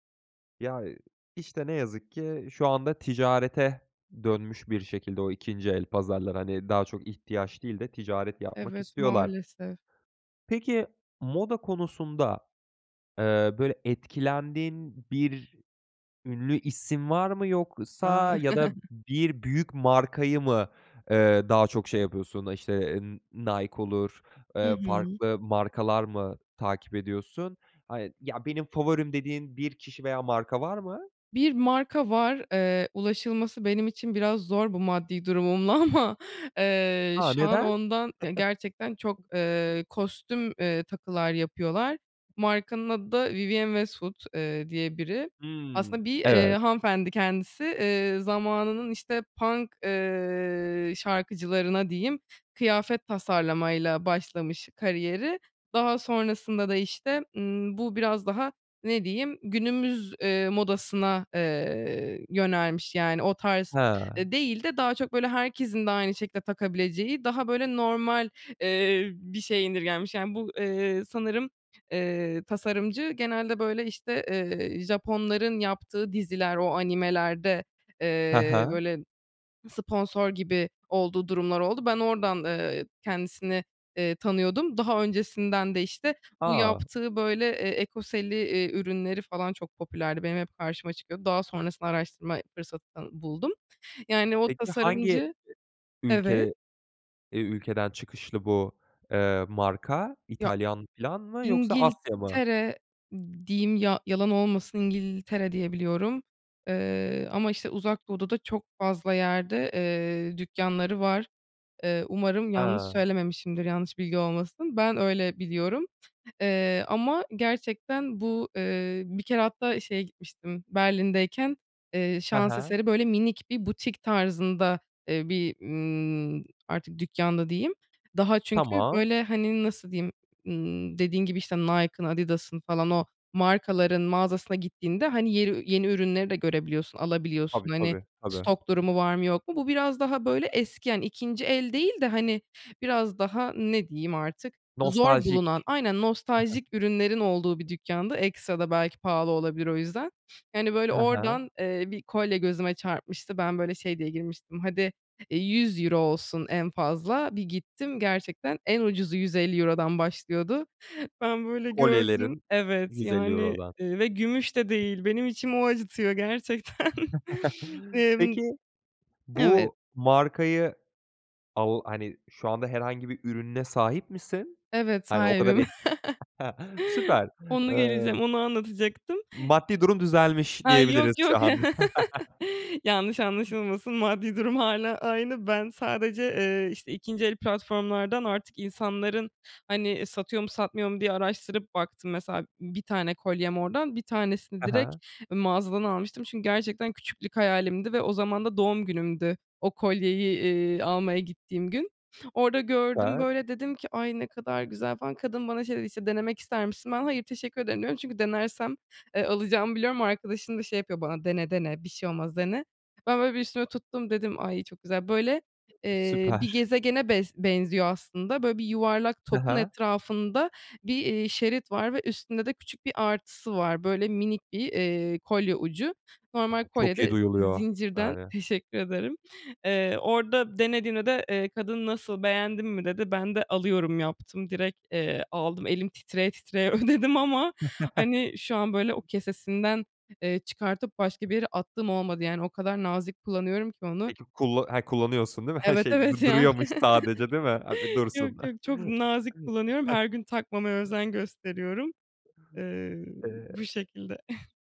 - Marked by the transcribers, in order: chuckle; laughing while speaking: "ama"; chuckle; other background noise; tapping; other noise; chuckle; laughing while speaking: "gerçekten"; chuckle; chuckle; chuckle; laughing while speaking: "ödedim ama"; chuckle; chuckle; joyful: "He, şey d duruyormuş sadece değil mi?"; unintelligible speech; chuckle; scoff
- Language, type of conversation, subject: Turkish, podcast, Moda trendleri seni ne kadar etkiler?